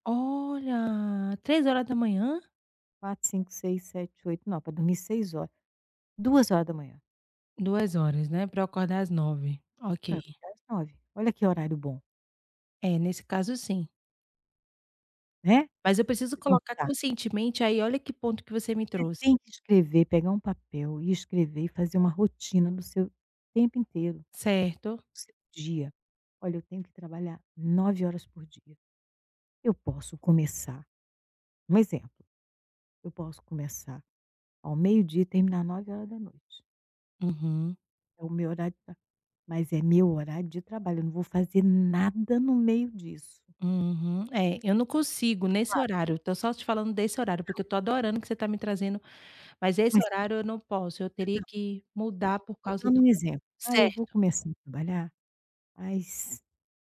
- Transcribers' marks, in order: other background noise; stressed: "nada"
- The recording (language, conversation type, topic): Portuguese, advice, Como posso decidir entre compromissos pessoais e profissionais importantes?